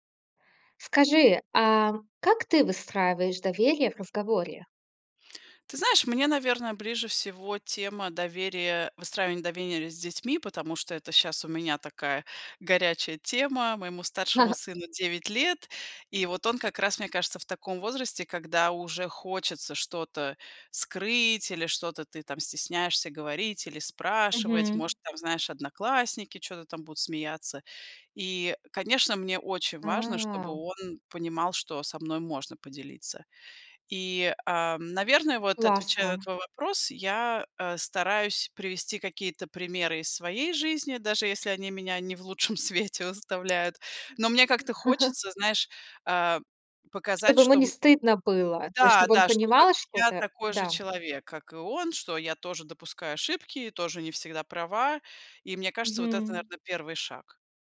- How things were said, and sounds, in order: "доверия" said as "довенерия"; tapping; chuckle; other background noise; chuckle
- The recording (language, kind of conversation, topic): Russian, podcast, Как ты выстраиваешь доверие в разговоре?